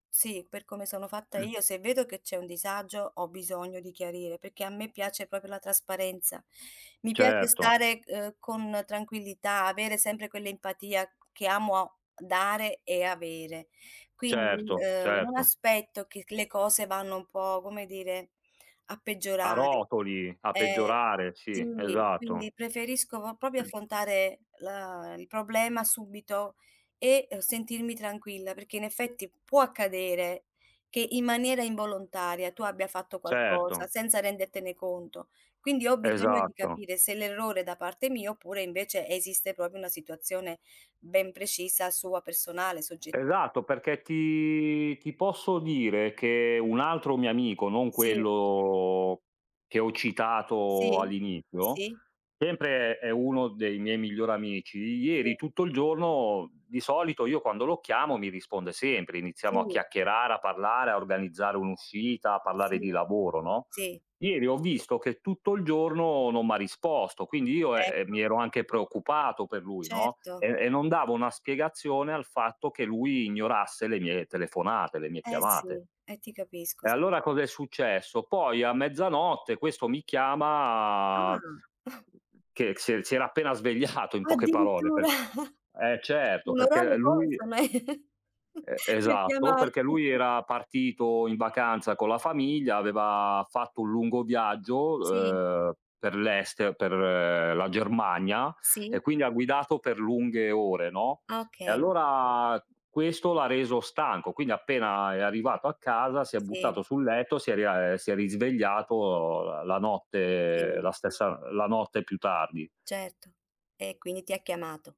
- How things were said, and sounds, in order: throat clearing; other background noise; throat clearing; chuckle; laughing while speaking: "svegliato"; chuckle; chuckle
- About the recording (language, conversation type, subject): Italian, unstructured, Come ti senti quando un amico ti ignora?